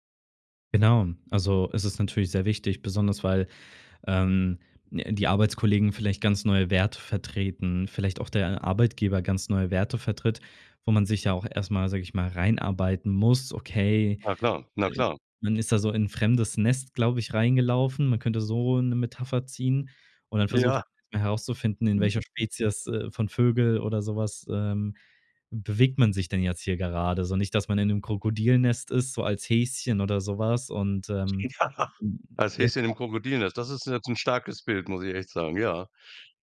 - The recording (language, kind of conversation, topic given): German, podcast, Wie bleibst du authentisch, während du dich veränderst?
- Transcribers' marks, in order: other background noise; laughing while speaking: "Ja"; unintelligible speech